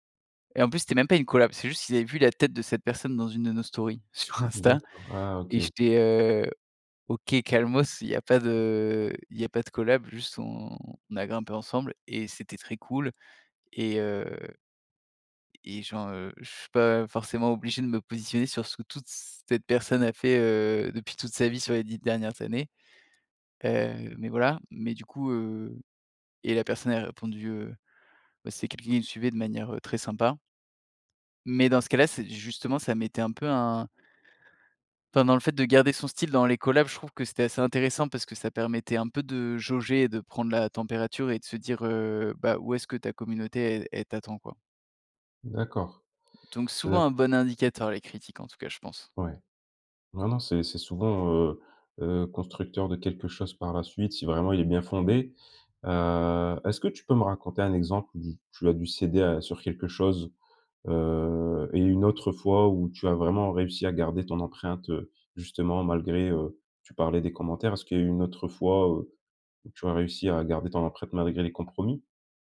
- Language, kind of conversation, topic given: French, podcast, Comment faire pour collaborer sans perdre son style ?
- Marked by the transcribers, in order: "collaboration" said as "collab"; laughing while speaking: "sur Insta"; "collaboration" said as "collab"; "collaborations" said as "collab"; tapping